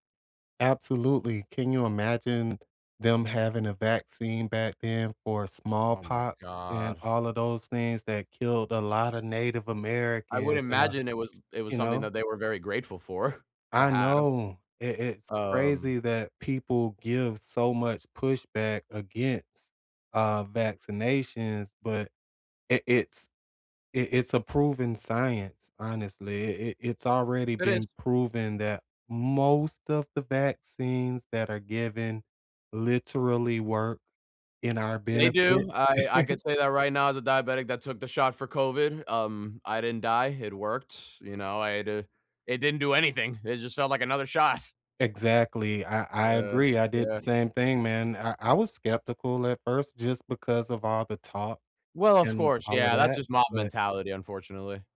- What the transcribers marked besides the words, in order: other background noise; sigh; laughing while speaking: "for"; chuckle; laughing while speaking: "shot"
- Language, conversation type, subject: English, unstructured, What invention do you think has changed the world the most?